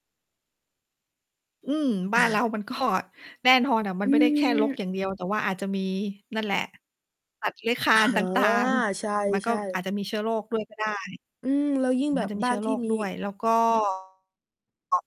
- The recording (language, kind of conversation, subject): Thai, unstructured, ทำไมบางคนถึงไม่ชอบทำความสะอาดบ้าน?
- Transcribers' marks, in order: chuckle; tapping; laughing while speaking: "อ๋อ"; distorted speech